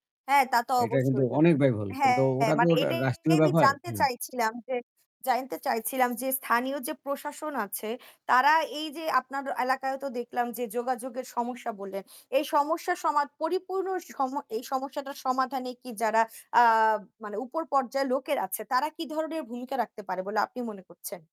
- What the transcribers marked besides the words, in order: static; distorted speech; other background noise
- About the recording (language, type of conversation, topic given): Bengali, unstructured, স্থানীয় সমস্যা সমাধানে আপনি কী ভূমিকা রাখতে পারেন?